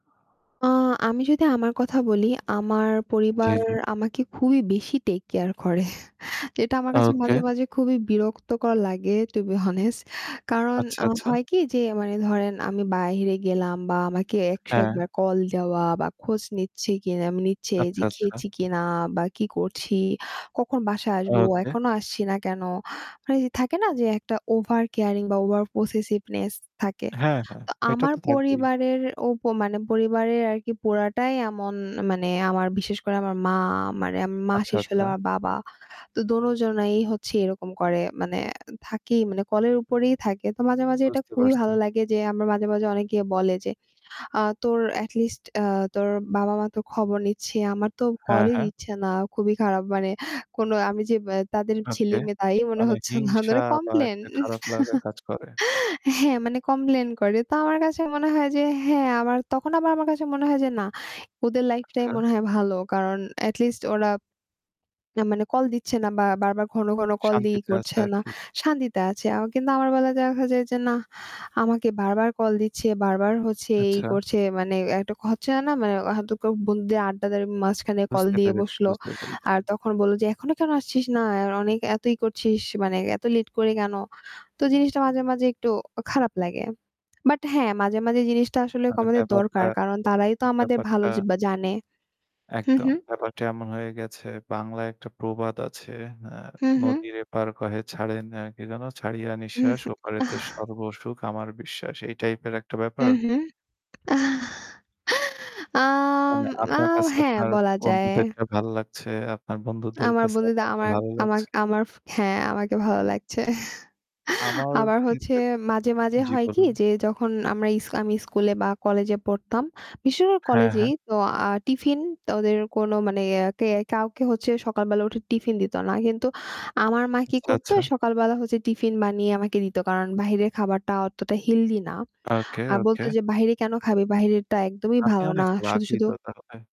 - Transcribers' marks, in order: chuckle; in English: "টু বি হনেস্ট"; in English: "ওভারপসেসিভনেস"; other noise; laughing while speaking: "কমপ্লেইন"; chuckle; "হচ্ছে" said as "খচ্চে"; "এখন" said as "এহন"; "আমাদের" said as "কমাদের"; chuckle; static; chuckle
- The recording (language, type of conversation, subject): Bengali, unstructured, তোমার পরিবার তোমার জীবনে কীভাবে প্রভাব ফেলে?